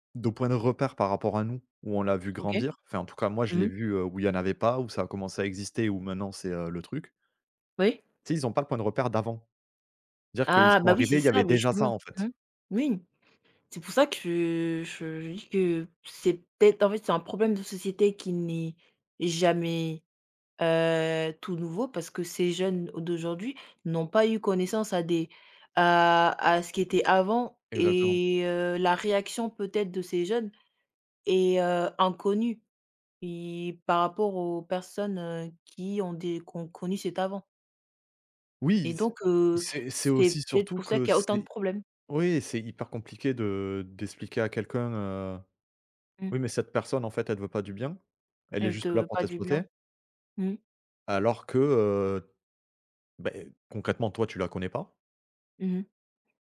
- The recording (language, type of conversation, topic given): French, unstructured, Penses-tu que les réseaux sociaux montrent une image réaliste du corps parfait ?
- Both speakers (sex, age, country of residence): female, 20-24, France; male, 35-39, France
- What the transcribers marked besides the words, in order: none